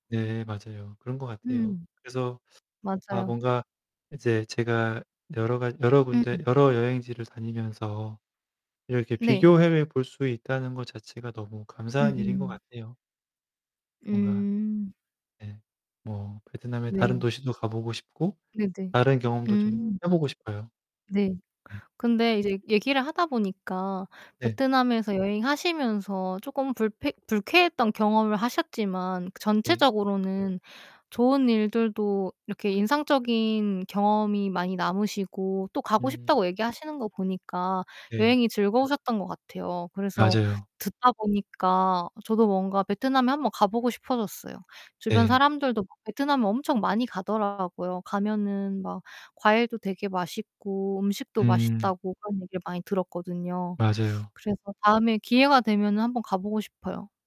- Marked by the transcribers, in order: distorted speech; unintelligible speech
- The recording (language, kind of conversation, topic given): Korean, unstructured, 여행 중 가장 불쾌했던 경험은 무엇인가요?